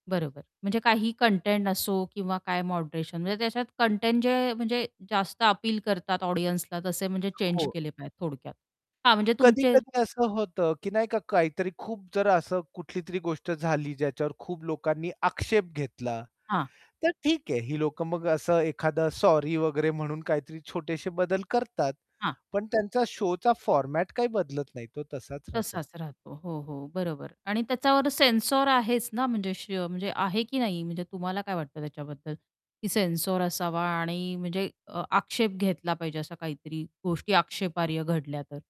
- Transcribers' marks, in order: in English: "मॉडरेशन"; in English: "ऑडियन्सला"; other background noise; static; in English: "शोचा फॉरमॅट"; tapping
- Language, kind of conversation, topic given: Marathi, podcast, रिअॅलिटी शोमुळे समाजात कोणते बदल घडतात?